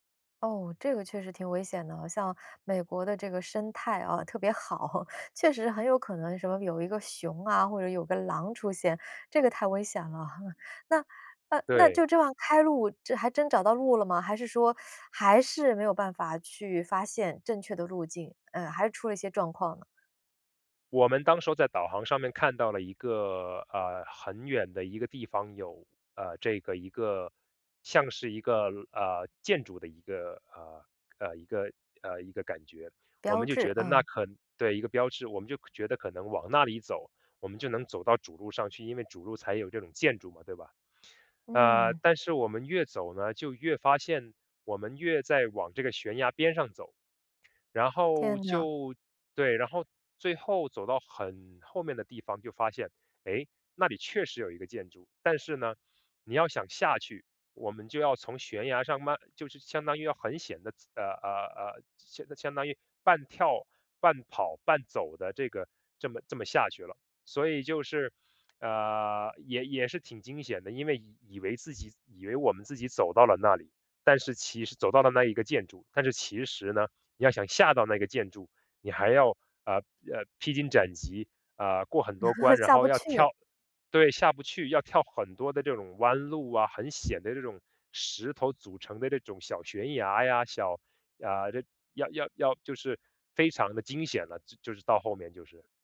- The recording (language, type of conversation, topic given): Chinese, podcast, 你最难忘的一次迷路经历是什么？
- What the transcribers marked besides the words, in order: chuckle; teeth sucking; other background noise; chuckle